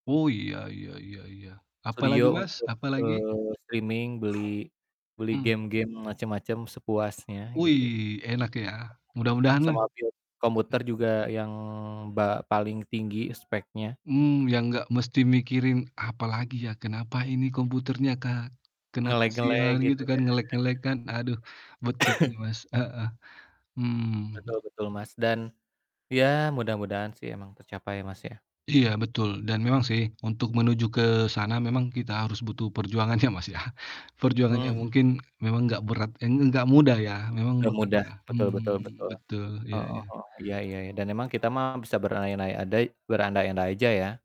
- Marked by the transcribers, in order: distorted speech; in English: "streaming"; other background noise; in English: "build"; tapping; in English: "Nge-lag-nge-lag"; chuckle; in English: "nge-lag-nge-lag"; cough; laughing while speaking: "ya Mas ya"; static
- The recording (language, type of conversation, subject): Indonesian, unstructured, Apa arti kebebasan finansial bagi kamu?